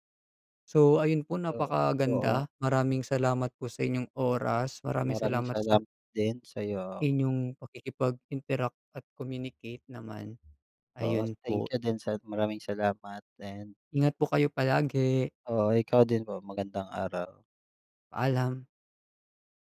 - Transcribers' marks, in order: none
- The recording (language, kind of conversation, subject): Filipino, unstructured, Paano mo nararamdaman ang mga nabubunyag na kaso ng katiwalian sa balita?